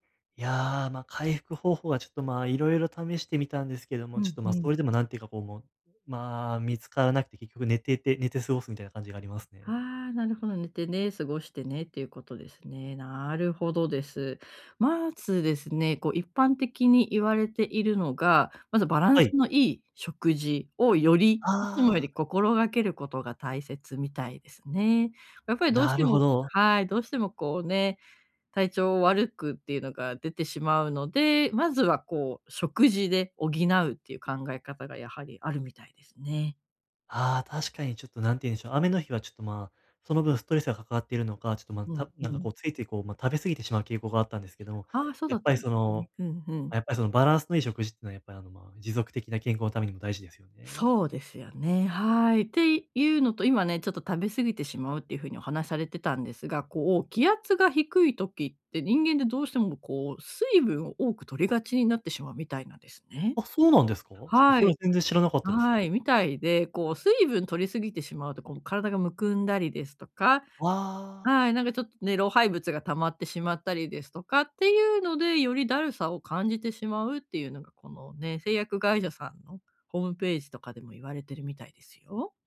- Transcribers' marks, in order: none
- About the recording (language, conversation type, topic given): Japanese, advice, 頭がぼんやりして集中できないとき、思考をはっきりさせて注意力を取り戻すにはどうすればよいですか？